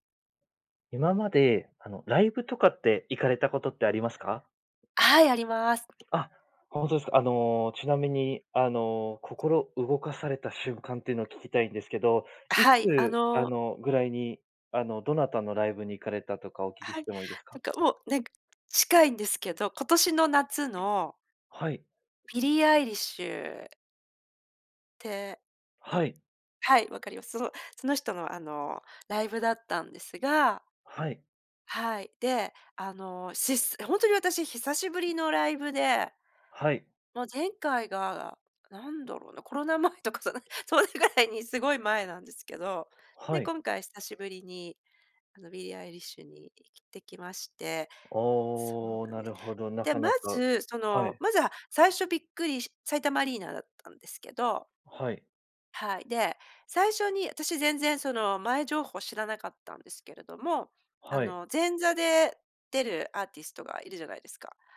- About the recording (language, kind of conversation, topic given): Japanese, podcast, ライブで心を動かされた瞬間はありましたか？
- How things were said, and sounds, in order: tapping; laughing while speaking: "コロナ前とかさ、なん それぐらいに"